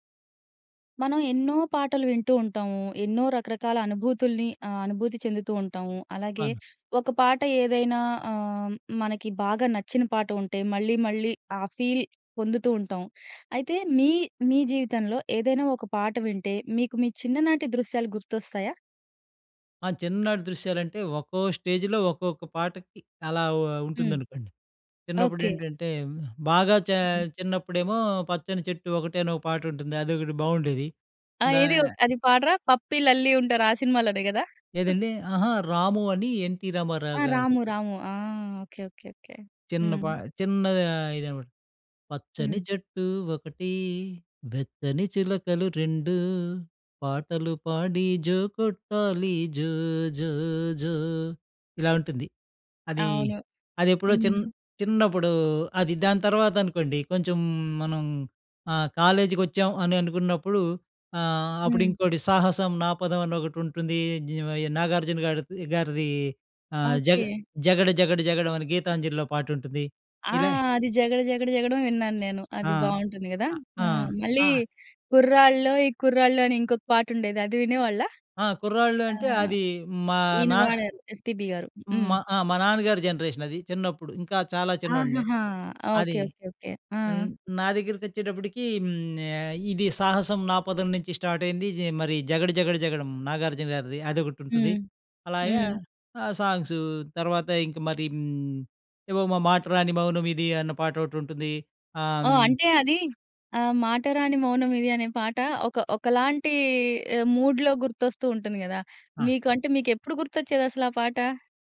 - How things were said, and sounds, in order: in English: "ఫీల్"; other background noise; in English: "స్టేజ్‌లో"; other noise; singing: "పచ్చని చెట్టు ఒకటి, వెచ్చని చిలకలు … జో జో జో"; "అలాగే" said as "అలాయా"; in English: "సాంగ్స్"; in English: "మూడ్‌లో"
- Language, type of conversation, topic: Telugu, podcast, ఒక పాట వింటే మీ చిన్నప్పటి జ్ఞాపకాలు గుర్తుకు వస్తాయా?